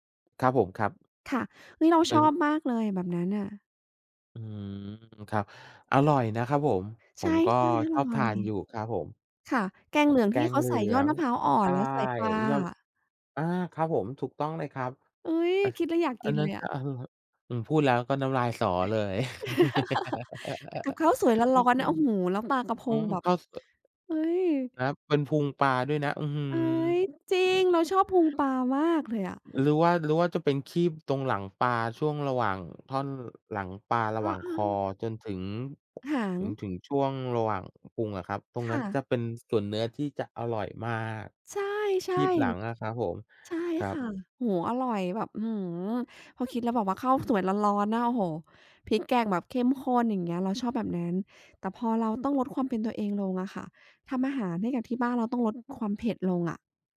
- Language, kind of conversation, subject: Thai, unstructured, อะไรทำให้คุณรู้สึกว่าเป็นตัวเองมากที่สุด?
- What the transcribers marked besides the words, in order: other background noise; laugh; laugh; other noise